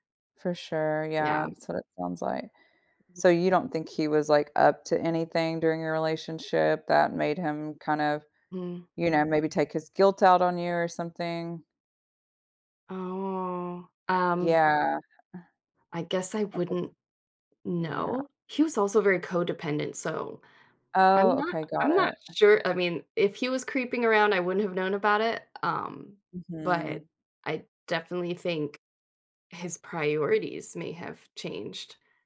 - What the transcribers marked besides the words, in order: other background noise; drawn out: "Oh"
- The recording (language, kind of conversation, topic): English, advice, How do I process feelings of disgust after ending a toxic relationship?
- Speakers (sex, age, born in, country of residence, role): female, 35-39, United States, United States, advisor; female, 40-44, United States, United States, user